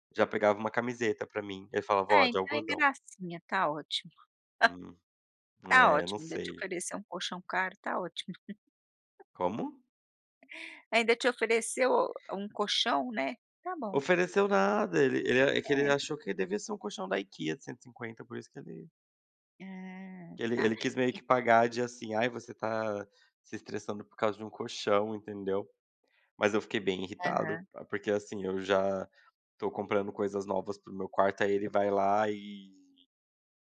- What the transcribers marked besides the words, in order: laugh; laugh
- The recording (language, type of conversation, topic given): Portuguese, podcast, O que você pode fazer para dormir melhor e se recuperar mais rápido?